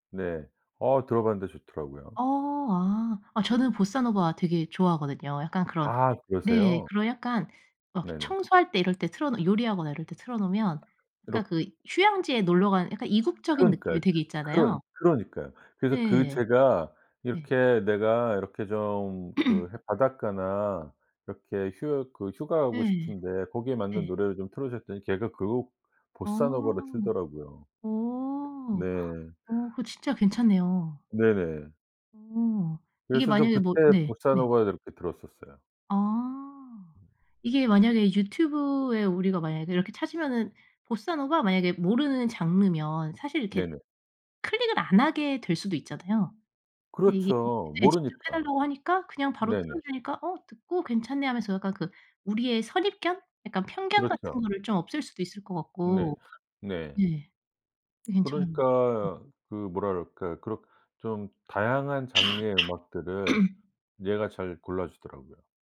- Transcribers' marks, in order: tapping; other background noise; throat clearing; unintelligible speech; background speech; other noise; cough; throat clearing
- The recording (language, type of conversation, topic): Korean, podcast, 가족의 음악 취향이 당신의 음악 취향에 영향을 주었나요?